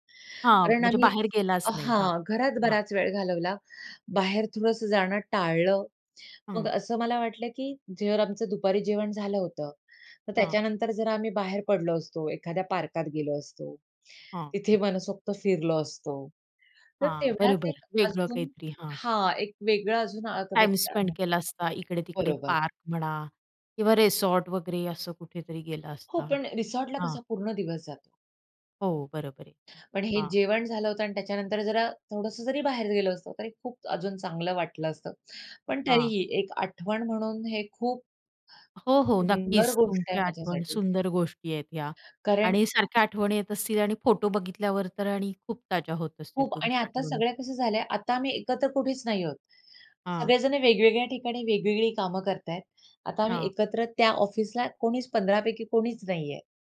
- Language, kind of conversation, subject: Marathi, podcast, एकत्र जेवण किंवा पोटलकमध्ये घडलेला कोणता मजेशीर किस्सा तुम्हाला आठवतो?
- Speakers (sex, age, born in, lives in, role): female, 35-39, India, India, host; female, 45-49, India, India, guest
- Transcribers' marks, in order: in English: "टाइम स्पेंड"; in English: "पार्क"